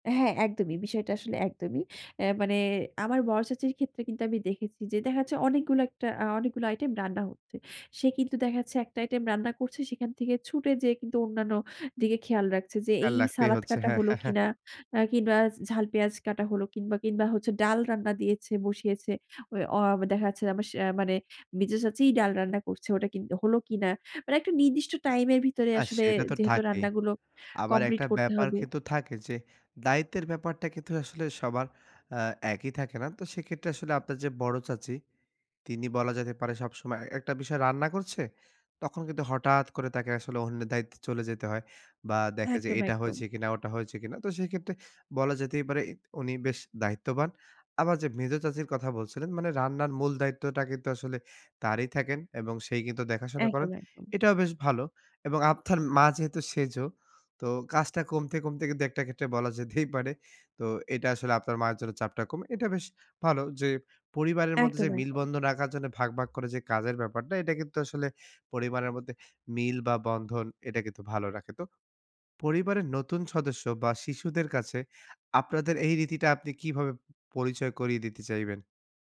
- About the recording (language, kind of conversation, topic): Bengali, podcast, তোমার সবচেয়ে প্রিয় পারিবারিক রীতি কোনটা, আর কেন?
- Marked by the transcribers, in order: other background noise; laughing while speaking: "হ্যাঁ, হ্যাঁ, হ্যাঁ"; tapping; laughing while speaking: "যেতেই পারে"